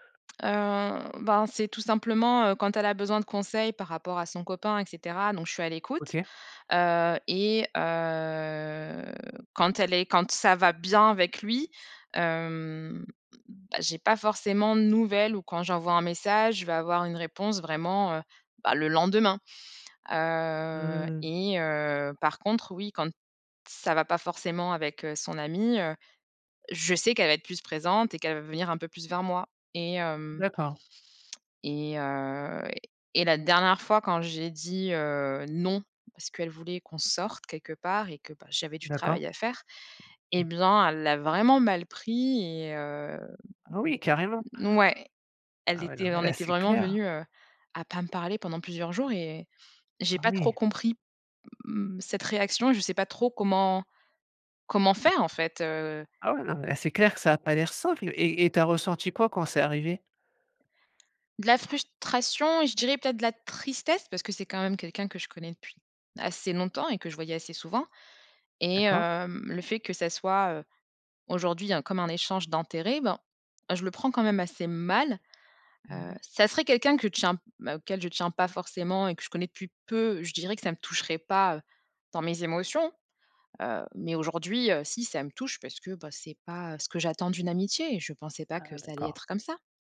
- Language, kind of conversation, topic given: French, advice, Comment te sens-tu quand un ami ne te contacte que pour en retirer des avantages ?
- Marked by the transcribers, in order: drawn out: "heu"; other background noise